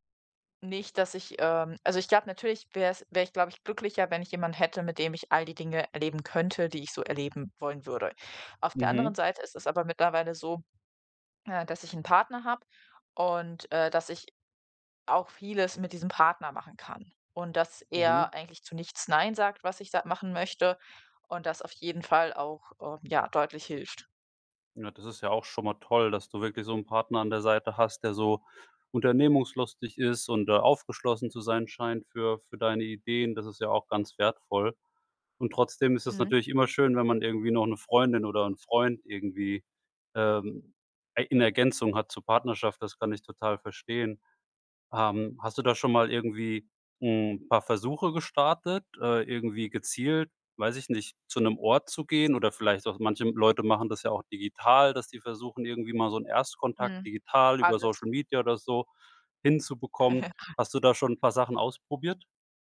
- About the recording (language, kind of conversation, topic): German, advice, Wie kann ich in einer neuen Stadt Freundschaften aufbauen, wenn mir das schwerfällt?
- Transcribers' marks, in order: chuckle; unintelligible speech